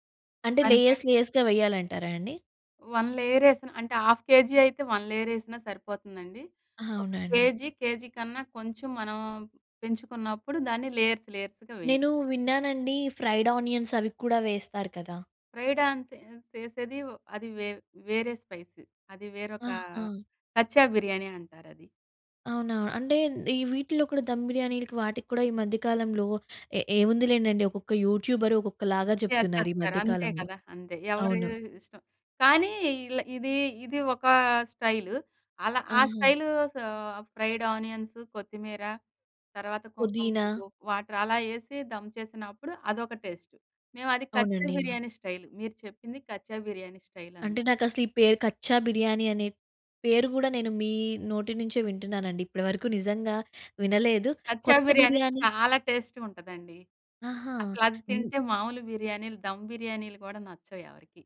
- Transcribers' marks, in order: in English: "లేయర్స్ లేయర్స్‌గా"; in English: "వన్ లేయర్"; in English: "హాల్ఫ్ కేజీ"; in English: "వన్ లేయర్"; in English: "లేయర్స్ లేయర్స్‌గా"; in English: "ఫ్రైడ్ ఆనియన్స్"; in English: "ఫ్రై"; in Urdu: "కచ్చా బిర్యానీ"; in Urdu: "దమ్ బిర్యానీలకి"; in English: "యూట్యూబర్"; in English: "షేర్"; in English: "స్టైల్"; in English: "స్టైల్"; in English: "ఫ్రైడ్ ఆనియన్స్"; in English: "వాటర్"; in Urdu: "దమ్"; in English: "టేస్ట్"; in Hindi: "కచ్చా బిర్యానీ"; in English: "స్టైల్"; in Urdu: "కచ్చా బిర్యానీ"; in English: "స్టైల్"; in Urdu: "కచ్చా బిర్యానీ"; in Urdu: "కచ్చా బిర్యానీ"; in English: "టేస్ట్‌గ"; in Urdu: "దమ్ బిర్యానీలు"
- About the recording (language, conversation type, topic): Telugu, podcast, రుచికరమైన స్మృతులు ఏ వంటకంతో ముడిపడ్డాయి?